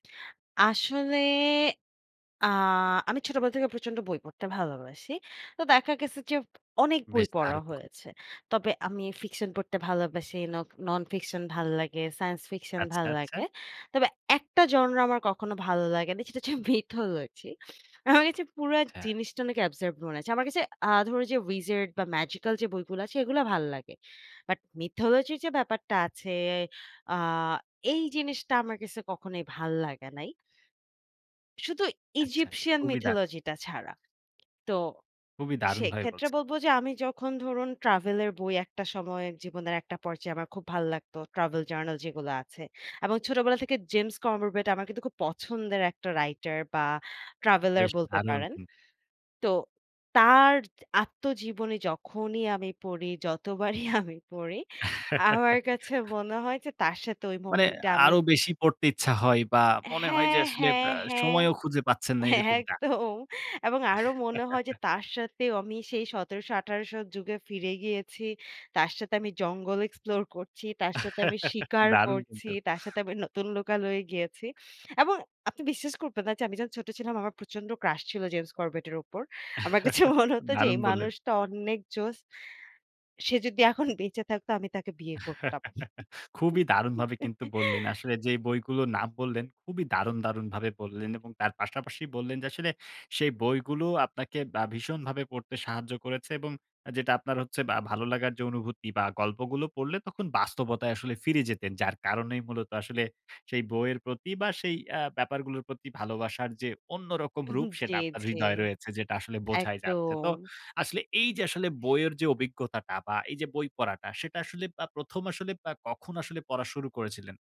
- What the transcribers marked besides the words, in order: drawn out: "আসলে"; in English: "genre"; in English: "mythology"; scoff; in English: "absurd"; in English: "wizard"; in English: "mythology"; in English: "Egyptian mythology"; tapping; in English: "travel journal"; scoff; laughing while speaking: "আমার কাছে মনে হয় যে"; laugh; laughing while speaking: "একদম"; chuckle; laugh; chuckle; scoff; laugh; scoff; laugh; scoff
- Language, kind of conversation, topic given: Bengali, podcast, কোন বই পড়লে আপনি অন্য জগতে চলে যান?